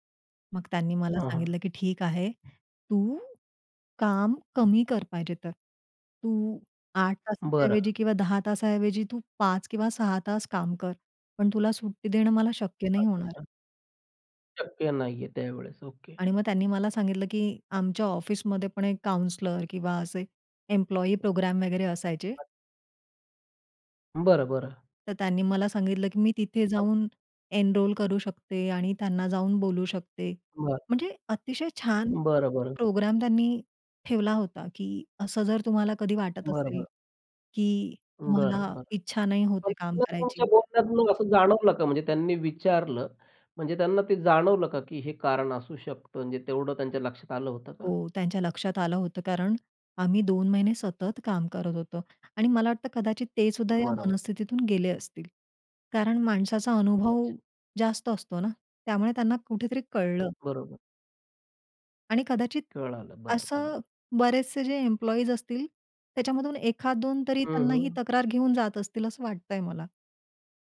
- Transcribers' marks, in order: in English: "काउंसलर"; other noise; unintelligible speech; in English: "एनरोल"; tapping; unintelligible speech
- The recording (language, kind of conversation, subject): Marathi, podcast, मानसिक थकवा